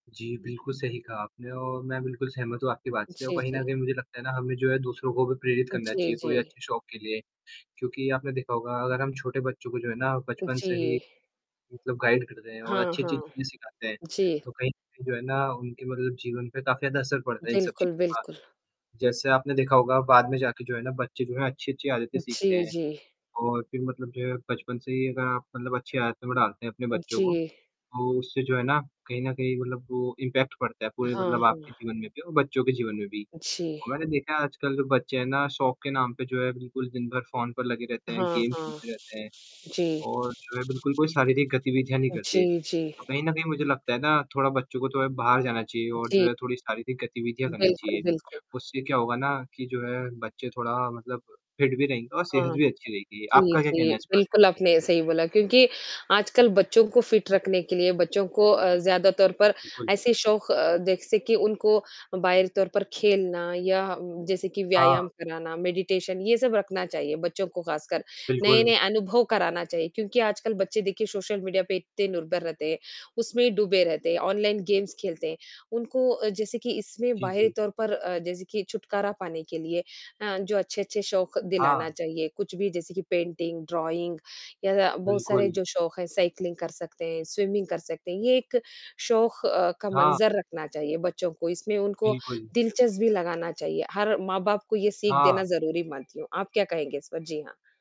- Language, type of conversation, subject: Hindi, unstructured, आपका पसंदीदा शौक क्या है और आप उसे क्यों पसंद करते हैं?
- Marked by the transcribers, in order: static; other background noise; in English: "गाइड"; distorted speech; tapping; in English: "इम्पैक्ट"; in English: "गेम"; in English: "फिट"; in English: "फिट"; in English: "मेडिटेशन"; in English: "सोशल मीडिया"; in English: "ऑनलाइन गेम्स"; in English: "पेंटिंग, ड्रॉइंग"; in English: "साइकिलिंग"; in English: "स्विमिंग"